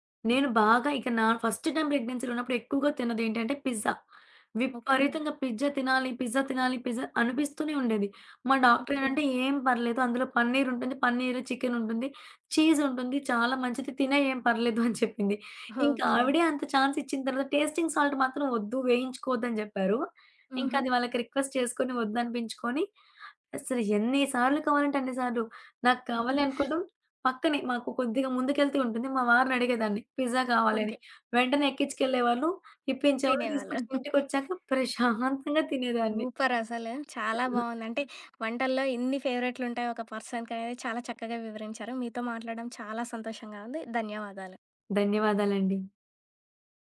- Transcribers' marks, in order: in English: "ఫస్ట్ టైమ్ ప్రెగ్నెన్సీలో"; giggle; in English: "ఛాన్స్"; in English: "టేస్టింగ్ సాల్ట్"; in English: "రిక్వెస్ట్"; giggle; giggle; other background noise; giggle; in English: "పర్సన్‌కనేది"
- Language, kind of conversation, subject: Telugu, podcast, మీ ఇంట్లో మీకు అత్యంత ఇష్టమైన సాంప్రదాయ వంటకం ఏది?